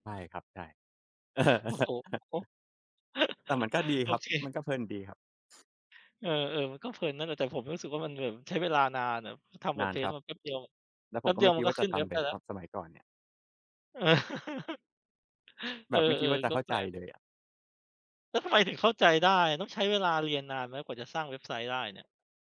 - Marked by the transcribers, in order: laughing while speaking: "เออ"; chuckle; other background noise; chuckle
- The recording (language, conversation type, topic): Thai, unstructured, ถ้าคุณอยากชวนให้คนอื่นลองทำงานอดิเรกของคุณ คุณจะบอกเขาว่าอะไร?